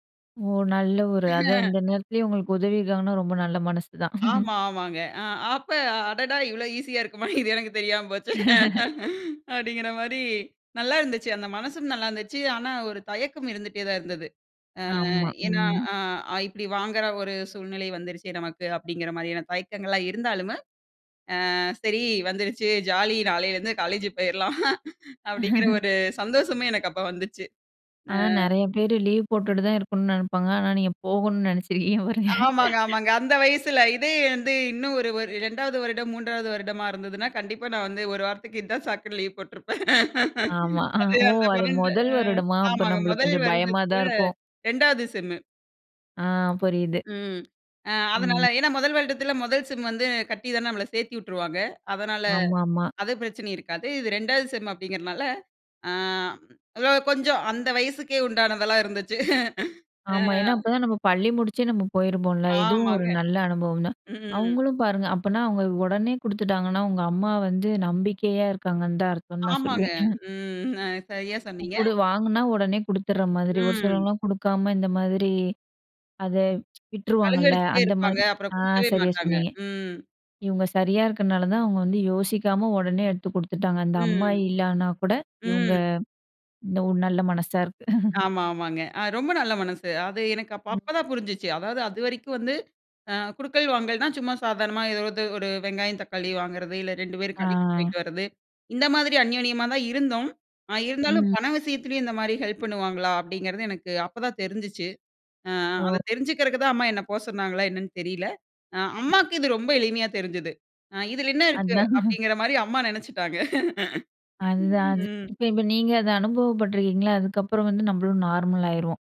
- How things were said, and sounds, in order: laugh; chuckle; laughing while speaking: "அடடா, இவ்ளோ ஈஸியா இருக்குமா! இது எனக்கு தெரியாம போச்சே!"; laugh; other background noise; laughing while speaking: "ஜாலி நாளேலிருந்து காலேஜ் போயிரலாம். அப்படிங்கிற ஒரு சந்தோஷமே எனக்கு அப்ப வந்துச்சு"; laugh; laughing while speaking: "நினைச்சிருக்கீங்க பாருங்க"; laughing while speaking: "சாக்குனு லீவு போட்ருப்பன்"; unintelligible speech; in English: "செம்மு"; in English: "செம்"; laughing while speaking: "இருந்துச்சு. அ"; grunt; chuckle; laughing while speaking: "அதான்"; laughing while speaking: "நினைச்சிட்டாங்க"; in English: "நார்மல்"
- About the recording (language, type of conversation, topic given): Tamil, podcast, சுயமாக உதவி கேட்க பயந்த தருணத்தை நீங்கள் எப்படி எதிர்கொண்டீர்கள்?